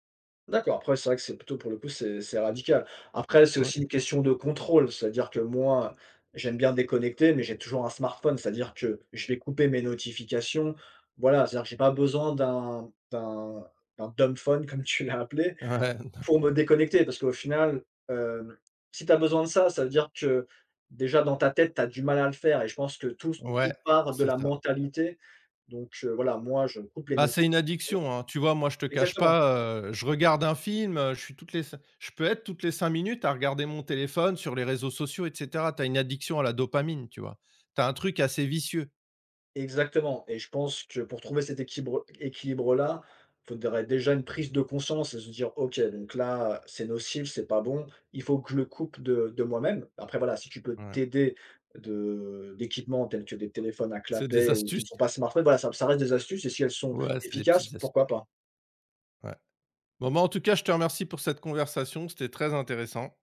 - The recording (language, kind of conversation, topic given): French, unstructured, Comment trouves-tu l’équilibre entre le travail et la vie personnelle ?
- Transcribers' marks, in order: laughing while speaking: "Ouais, ne"; in English: "dumbphone"